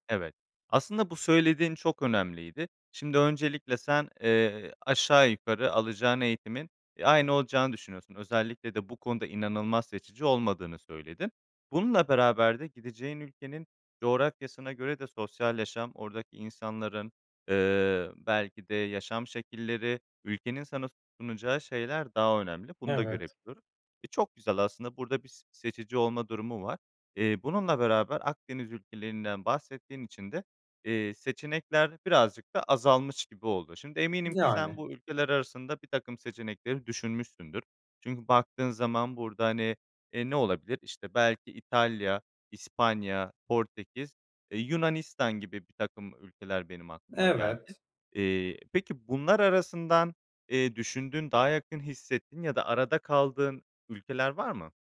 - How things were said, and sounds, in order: other background noise
- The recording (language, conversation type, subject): Turkish, advice, Gelecek belirsizliği yüzünden sürekli kaygı hissettiğimde ne yapabilirim?
- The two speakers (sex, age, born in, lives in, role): male, 25-29, Turkey, Germany, user; male, 25-29, Turkey, Spain, advisor